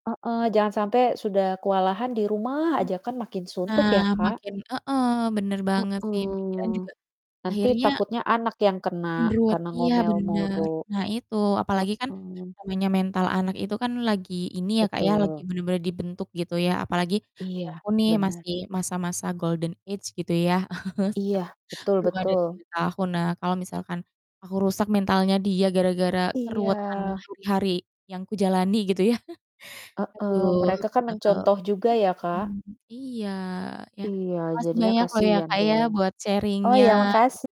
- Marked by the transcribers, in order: other background noise; distorted speech; mechanical hum; in English: "golden age"; chuckle; unintelligible speech; chuckle; in English: "sharing-nya"
- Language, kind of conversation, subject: Indonesian, unstructured, Bagaimana cara kamu menjaga kesehatan mental setiap hari?